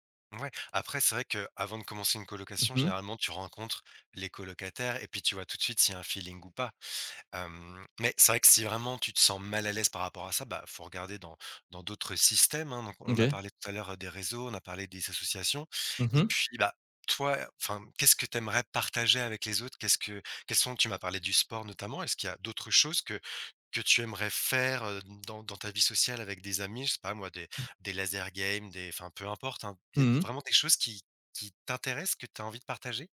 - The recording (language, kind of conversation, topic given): French, advice, Pourquoi est-ce que j’ai du mal à me faire des amis dans une nouvelle ville ?
- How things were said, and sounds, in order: other background noise